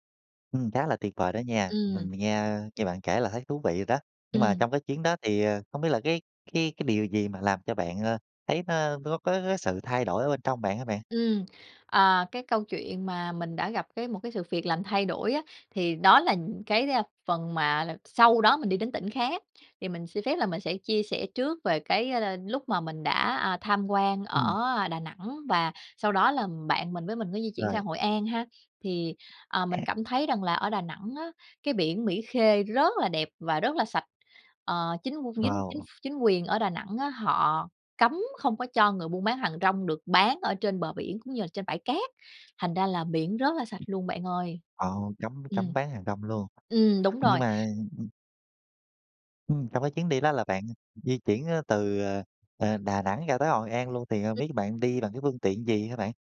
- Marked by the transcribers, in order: other background noise; unintelligible speech
- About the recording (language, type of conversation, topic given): Vietnamese, podcast, Bạn có thể kể về một chuyến đi đã khiến bạn thay đổi rõ rệt nhất không?